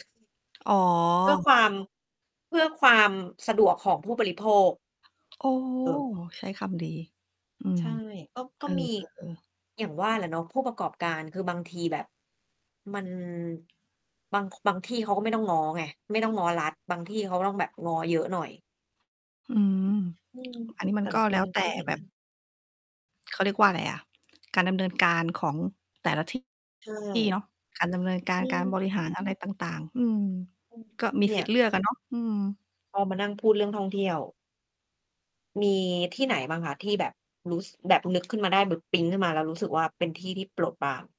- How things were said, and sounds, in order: other background noise; tapping; lip smack; distorted speech; mechanical hum
- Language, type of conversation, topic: Thai, unstructured, คุณชอบไปเที่ยวที่ไหนในประเทศไทยมากที่สุด?
- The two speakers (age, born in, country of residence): 30-34, Thailand, Thailand; 40-44, Thailand, Thailand